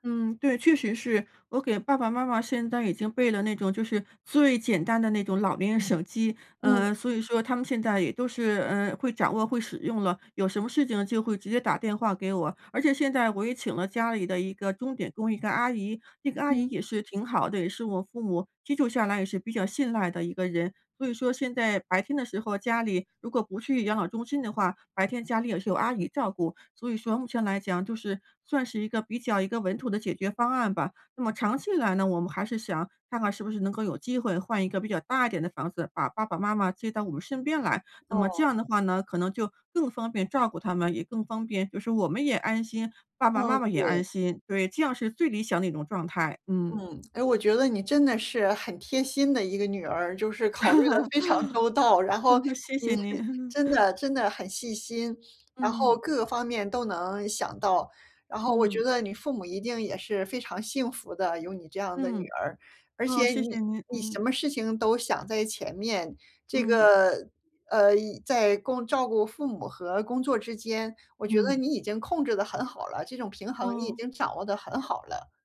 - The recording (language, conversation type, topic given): Chinese, advice, 我该如何在工作与照顾年迈父母之间找到平衡？
- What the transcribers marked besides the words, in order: laughing while speaking: "手机"; laugh; laughing while speaking: "谢谢您"; laughing while speaking: "周到"; laugh